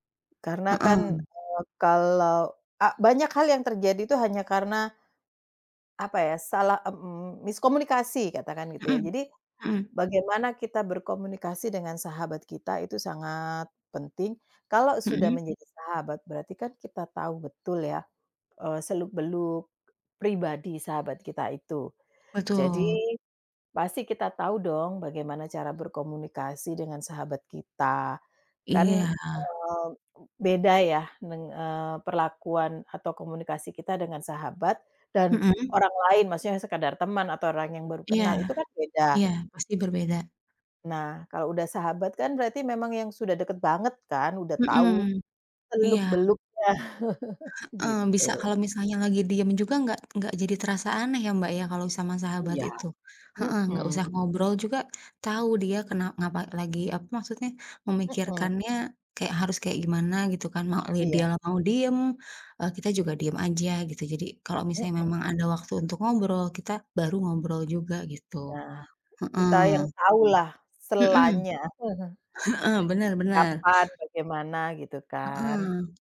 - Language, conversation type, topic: Indonesian, unstructured, Apa yang membuat sebuah persahabatan bertahan lama?
- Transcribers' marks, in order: other background noise; chuckle; tapping; chuckle